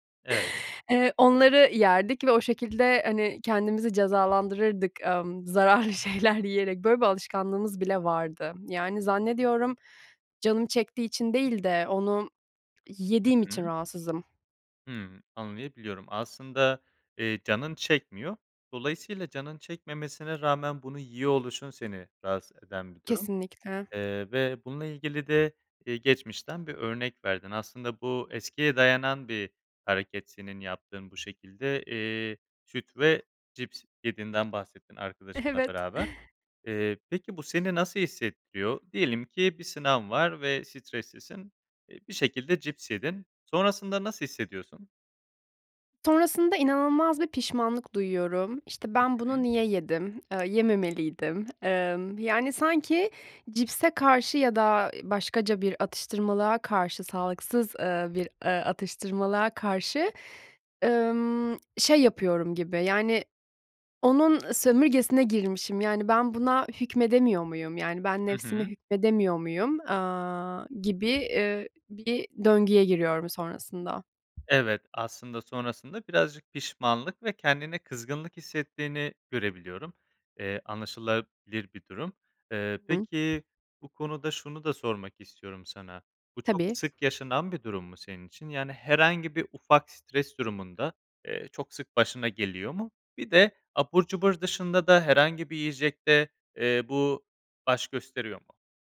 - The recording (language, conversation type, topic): Turkish, advice, Stresle başa çıkarken sağlıksız alışkanlıklara neden yöneliyorum?
- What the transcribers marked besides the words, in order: tapping; laughing while speaking: "şeyler"; other noise; laughing while speaking: "Evet"